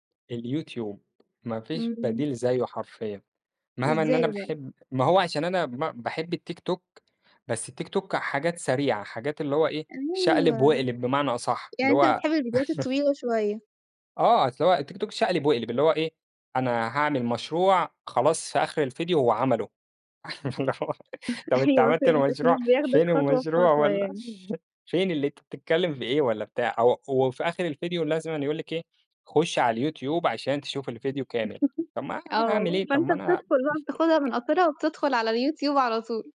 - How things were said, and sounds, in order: laugh; laugh; chuckle; laugh; laugh
- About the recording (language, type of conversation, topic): Arabic, podcast, شو تأثير السوشال ميديا على فكرتك عن النجاح؟